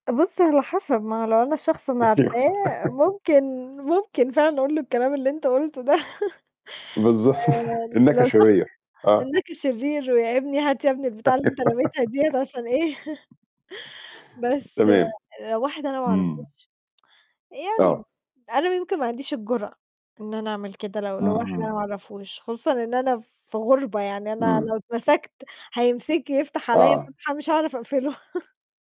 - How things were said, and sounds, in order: laugh; tapping; other background noise; laughing while speaking: "ده"; laugh; laughing while speaking: "بالضب"; distorted speech; laugh; chuckle; tsk; chuckle
- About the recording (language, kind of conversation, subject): Arabic, unstructured, إزاي نقدر نقلل التلوث في مدينتنا بشكل فعّال؟